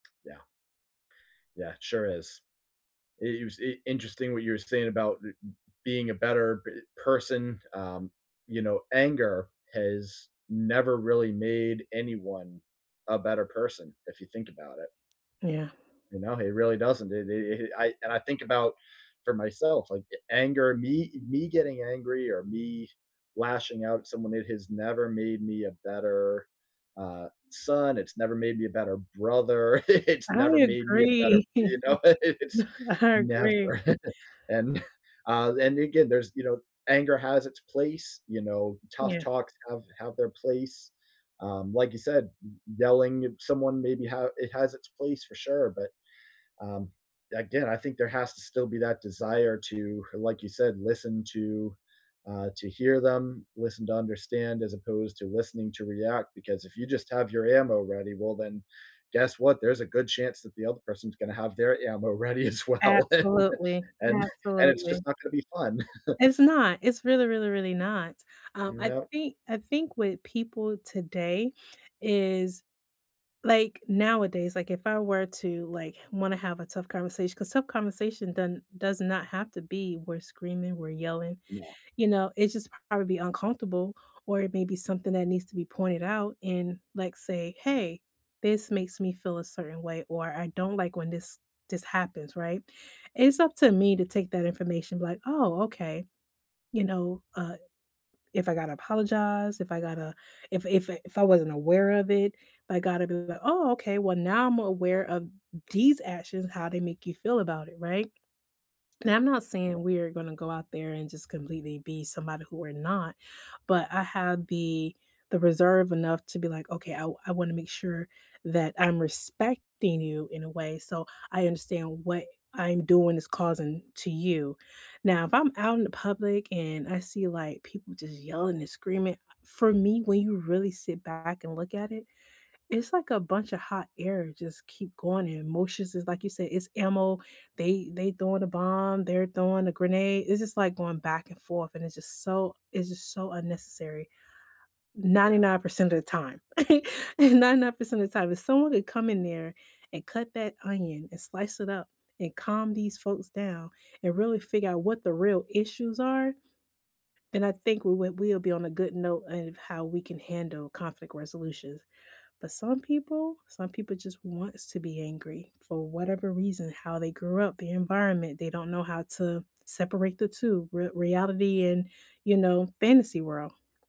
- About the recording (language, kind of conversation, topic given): English, unstructured, What is one way to make sure a tough conversation ends on a good note?
- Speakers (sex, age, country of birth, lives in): female, 45-49, United States, United States; male, 35-39, United States, United States
- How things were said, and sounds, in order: tapping; other noise; other background noise; stressed: "son"; stressed: "brother"; laugh; laughing while speaking: "agree. I"; laughing while speaking: "you know? It's Never, and"; chuckle; laughing while speaking: "ready as well, and and"; chuckle; background speech; "doesn't" said as "dun't"; stressed: "these"; trusting: "respecting you"; chuckle